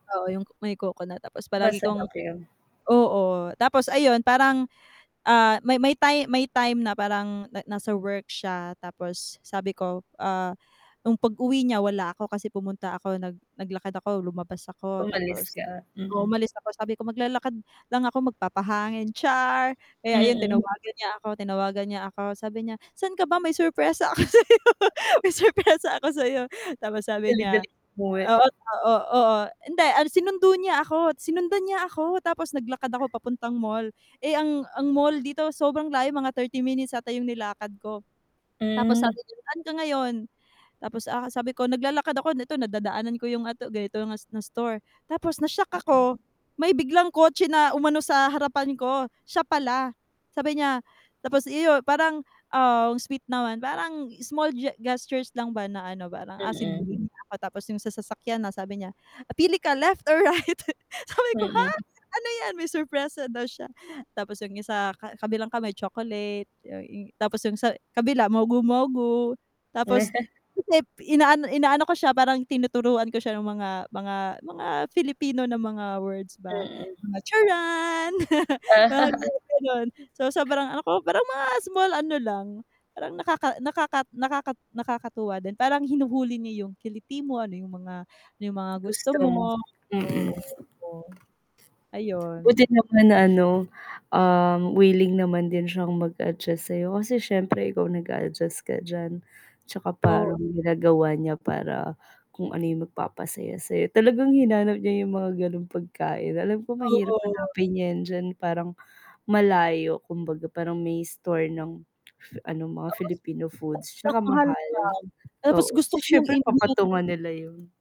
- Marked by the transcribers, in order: static; laughing while speaking: "ako sa 'yo may surpresa"; distorted speech; chuckle; tapping; chuckle; chuckle; unintelligible speech; other noise; tongue click
- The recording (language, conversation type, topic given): Filipino, unstructured, Ano-ano ang mga simpleng bagay na nagpapasaya sa iyo sa relasyon?